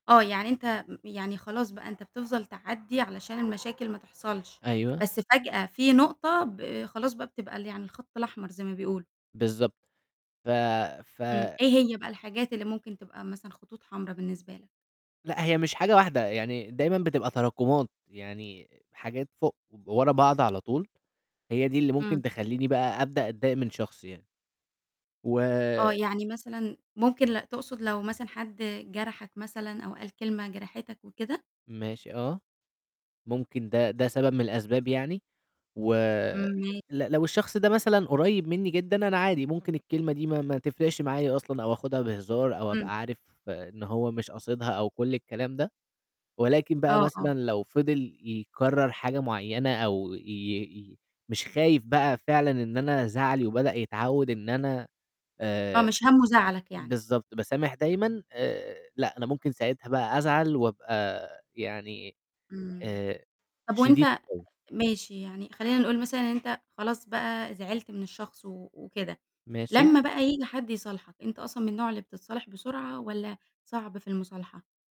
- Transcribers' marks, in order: other background noise; tapping; distorted speech; static
- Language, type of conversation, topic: Arabic, podcast, إيه اللي ممكن يخلّي المصالحة تكمّل وتبقى دايمة مش تهدئة مؤقتة؟